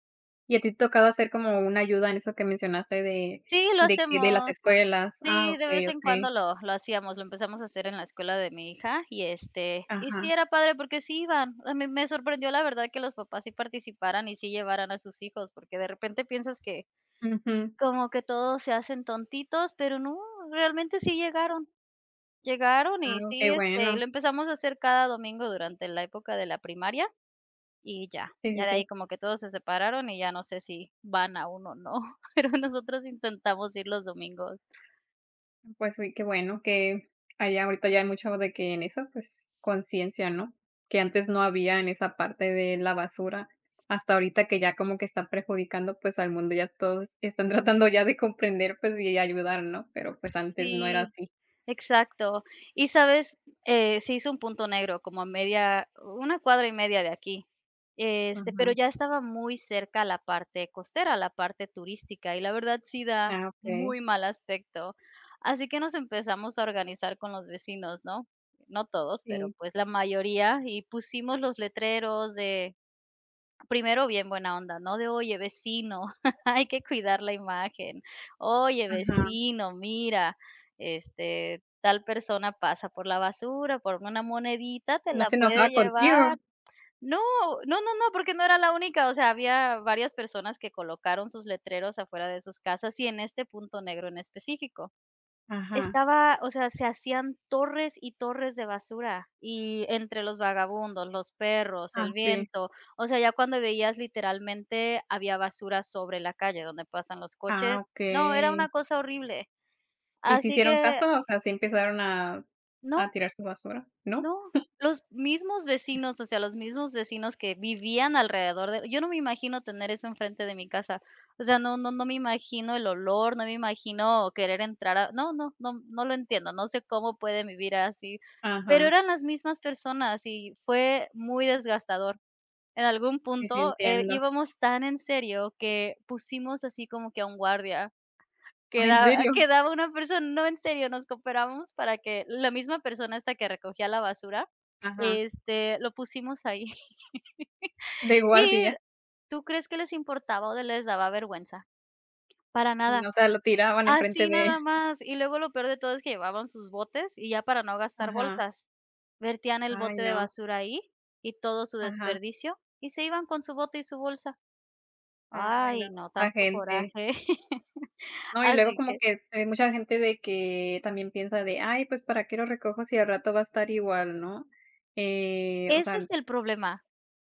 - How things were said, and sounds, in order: other background noise; tapping; chuckle; chuckle; laugh; laughing while speaking: "él"; laugh
- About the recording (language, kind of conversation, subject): Spanish, unstructured, ¿Qué opinas sobre la gente que no recoge la basura en la calle?